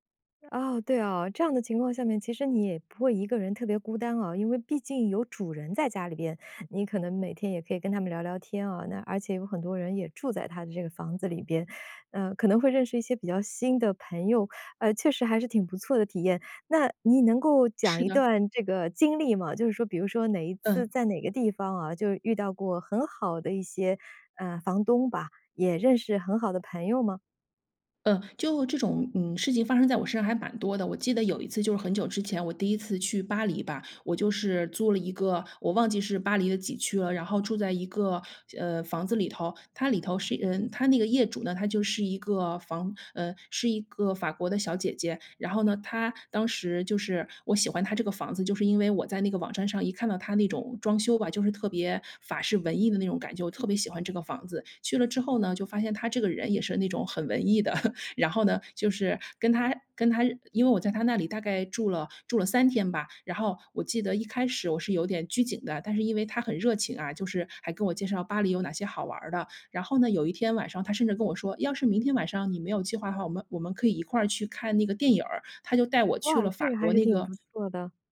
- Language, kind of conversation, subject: Chinese, podcast, 一个人旅行时，怎么认识新朋友？
- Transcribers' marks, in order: other background noise; chuckle